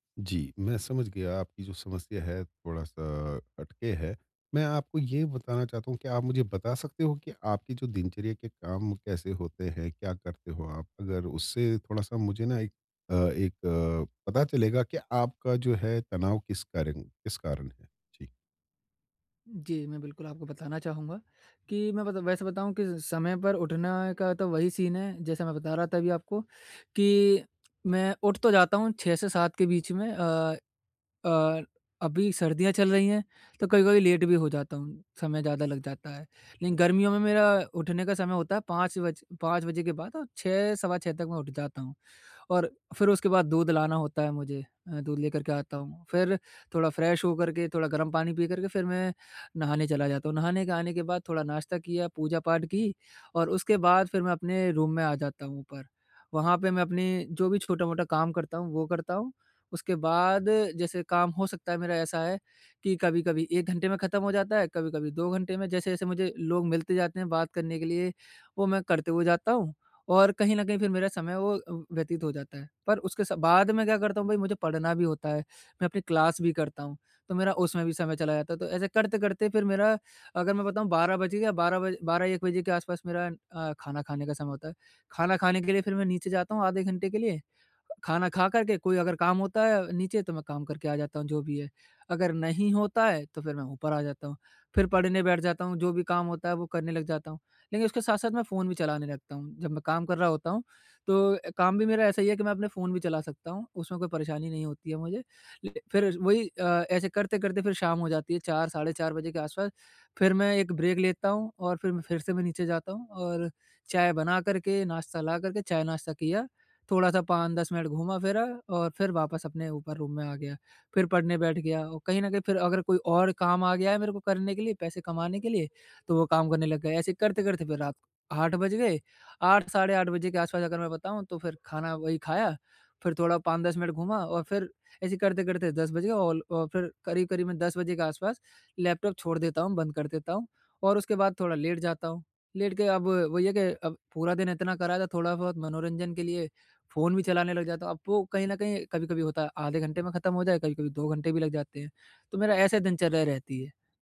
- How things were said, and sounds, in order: in English: "सीन"; in English: "लेट"; in English: "फ्रेश"; in English: "रूम"; in English: "क्लास"; in English: "ब्रेक"; in English: "रूम"; "और" said as "ऑल"
- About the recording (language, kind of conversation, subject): Hindi, advice, मैं नियमित रूप से सोने और जागने की दिनचर्या कैसे बना सकता/सकती हूँ?